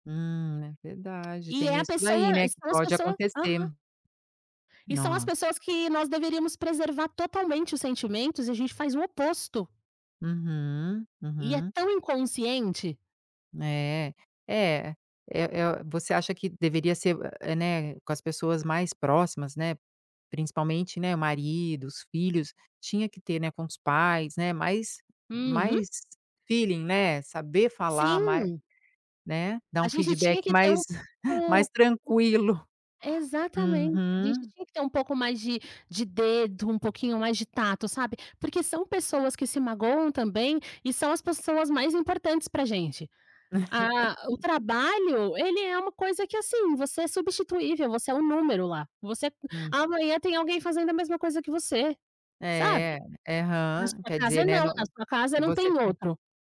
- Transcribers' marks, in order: tapping; other background noise; in English: "feeling"; unintelligible speech; chuckle; laugh; "É, aham" said as "éham"
- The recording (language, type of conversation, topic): Portuguese, podcast, Como dar um feedback difícil sem desmotivar a pessoa?